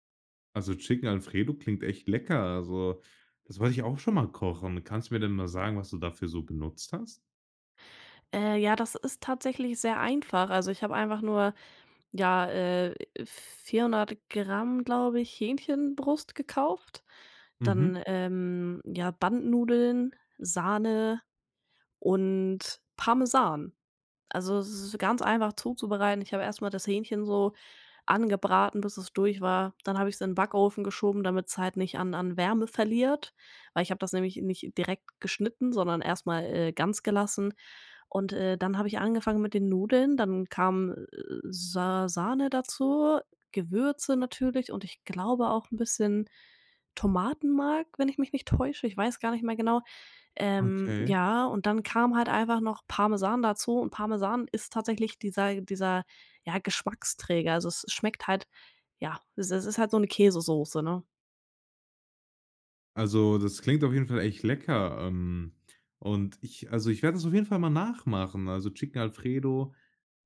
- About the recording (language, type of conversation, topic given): German, podcast, Erzähl mal: Welches Gericht spendet dir Trost?
- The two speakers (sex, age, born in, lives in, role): female, 20-24, Germany, Germany, guest; male, 18-19, Germany, Germany, host
- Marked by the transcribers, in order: none